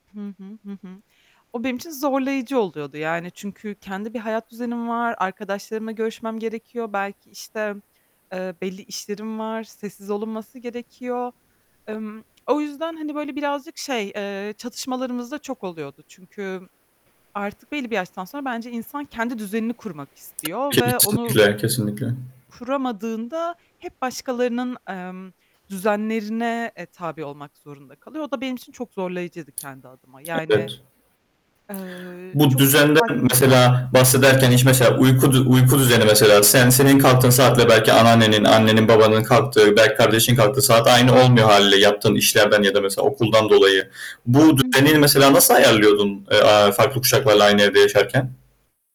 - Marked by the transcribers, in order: static; tapping; distorted speech
- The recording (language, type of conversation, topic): Turkish, podcast, Farklı kuşaklarla aynı evde yaşamak nasıl gidiyor?